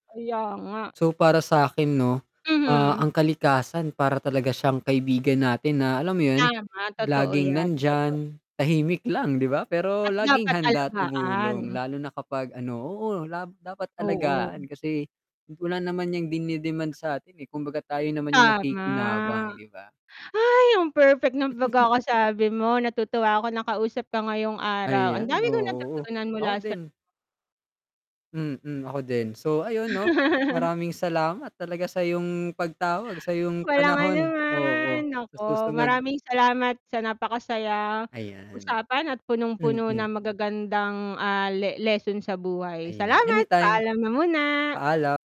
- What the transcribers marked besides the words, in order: static; mechanical hum; chuckle
- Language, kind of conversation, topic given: Filipino, unstructured, Paano nakaaapekto ang kalikasan sa iyong kalusugan at kalooban?